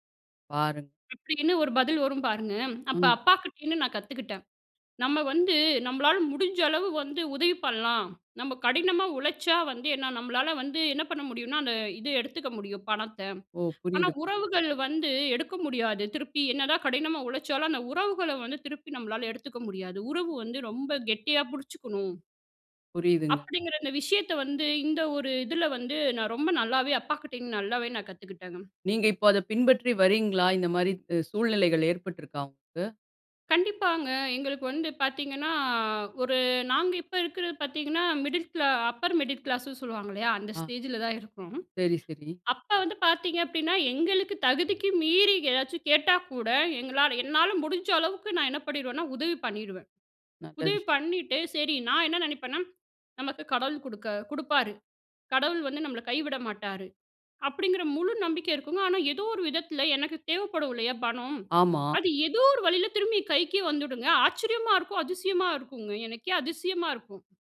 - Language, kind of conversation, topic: Tamil, podcast, உங்கள் குழந்தைப் பருவத்தில் உங்களுக்கு உறுதுணையாக இருந்த ஹீரோ யார்?
- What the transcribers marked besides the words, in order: other background noise; inhale; in English: "மிடில் கிளா அப்பர் மிடில் கிளாஸ்ன்னு"; in English: "ஸ்டேஜில"; inhale; surprised: "ஆச்சரியமா! இருக்கும் அதிசயமா! இருக்குங்க. எனக்கே அதிசயமா இருக்கும்"